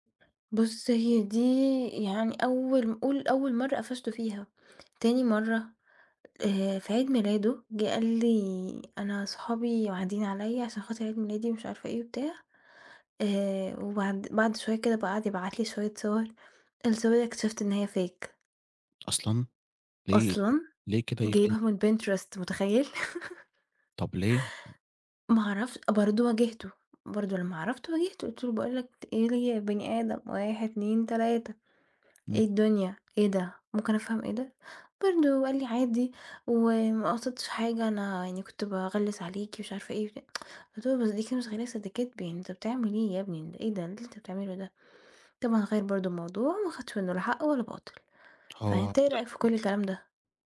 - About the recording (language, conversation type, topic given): Arabic, advice, إزاي أقرر أسيب ولا أكمل في علاقة بتأذيني؟
- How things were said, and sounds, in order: in English: "fake"; chuckle; tsk